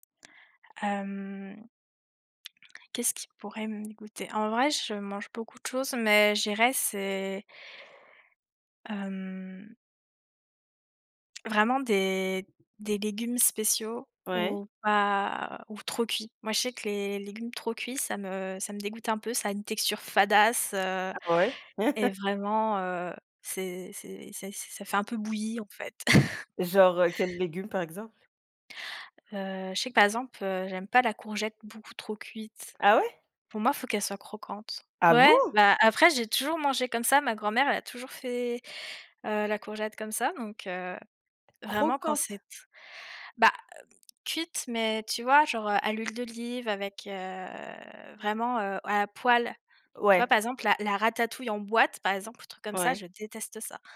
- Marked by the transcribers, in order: stressed: "mais"; stressed: "fadasse"; chuckle; chuckle; surprised: "Ah ouais ?"; surprised: "Ah bon ?"; tapping
- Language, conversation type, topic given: French, unstructured, Qu’est-ce qui te dégoûte le plus dans un plat ?
- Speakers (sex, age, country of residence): female, 20-24, France; female, 35-39, Spain